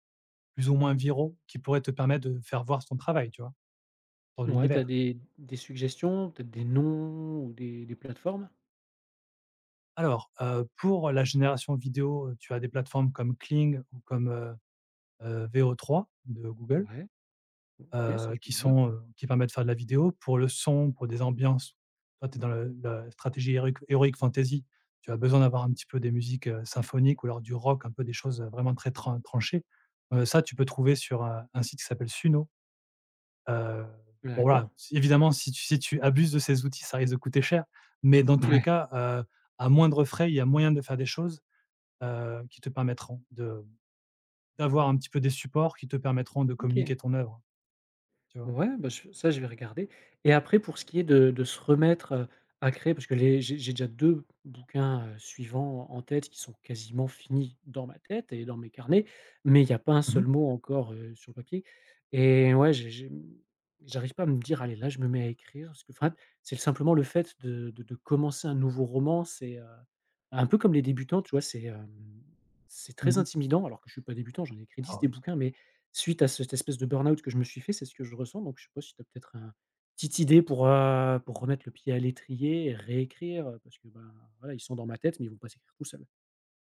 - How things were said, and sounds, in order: none
- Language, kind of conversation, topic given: French, advice, Comment surmonter le doute après un échec artistique et retrouver la confiance pour recommencer à créer ?